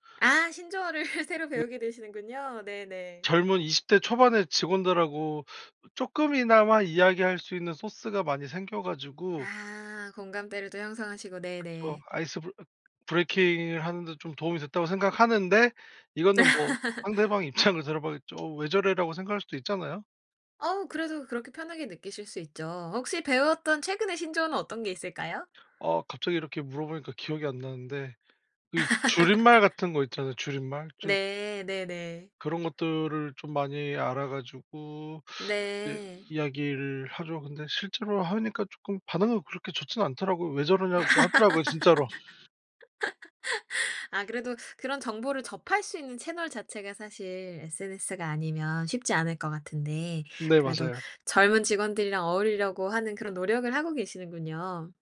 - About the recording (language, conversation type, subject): Korean, podcast, SNS가 일상에 어떤 영향을 준다고 보세요?
- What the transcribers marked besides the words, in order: laugh; other background noise; in English: "아이스"; in English: "브레이킹을"; laugh; laughing while speaking: "입장을"; tapping; laugh; laugh